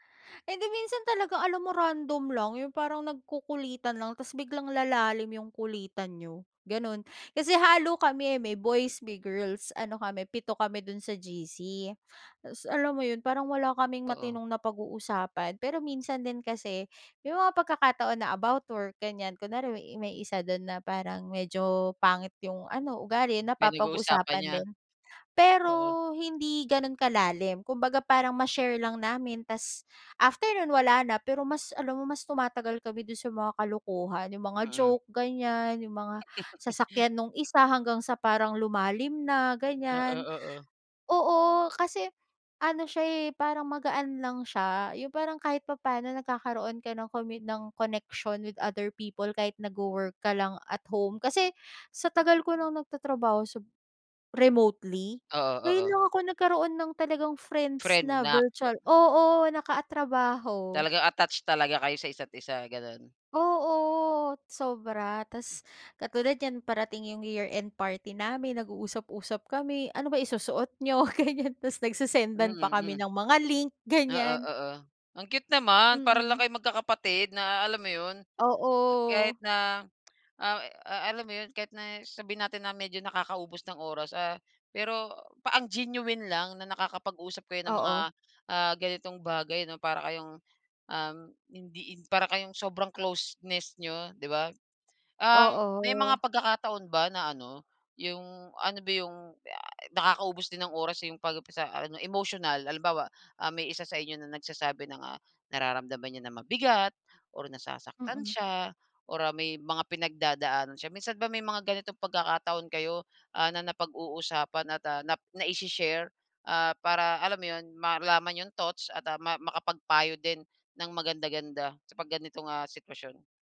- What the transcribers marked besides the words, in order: in English: "connection with other people"; in English: "remotely"; "nakatrabaho" said as "nakaatrabaho"; in English: "attach"; laughing while speaking: "Ganyan"; in English: "genuine"
- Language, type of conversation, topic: Filipino, podcast, Ano ang masasabi mo tungkol sa epekto ng mga panggrupong usapan at pakikipag-chat sa paggamit mo ng oras?